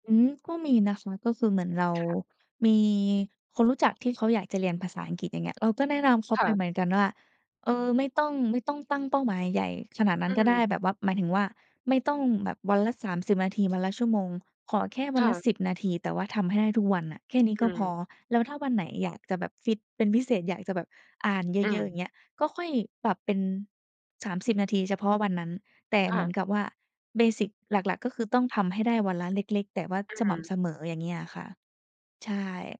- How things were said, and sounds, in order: in English: "เบสิก"
- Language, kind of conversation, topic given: Thai, podcast, การเปลี่ยนพฤติกรรมเล็กๆ ของคนมีผลจริงไหม?